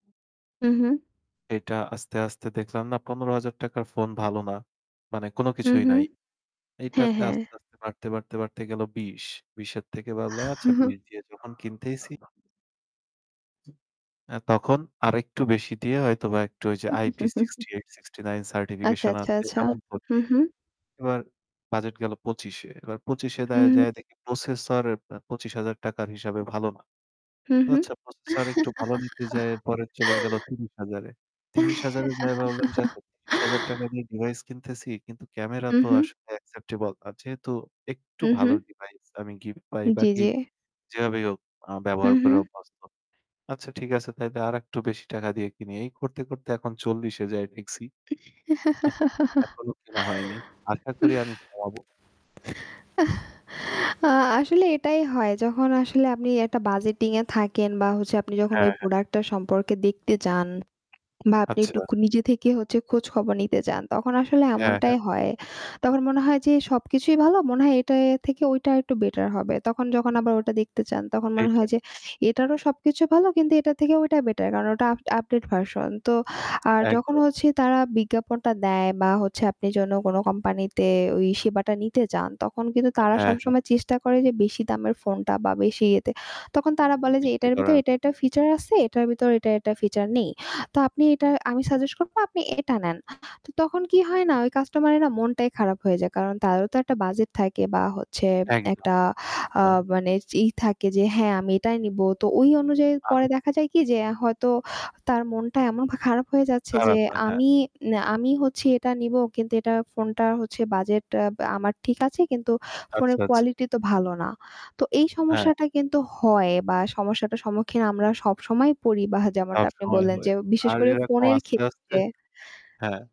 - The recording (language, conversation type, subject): Bengali, unstructured, বিজ্ঞাপনে অতিরিক্ত মিথ্যা দাবি করা কি গ্রহণযোগ্য?
- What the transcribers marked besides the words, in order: chuckle; other background noise; tapping; chuckle; laugh; in English: "acceptable"; distorted speech; static; giggle; chuckle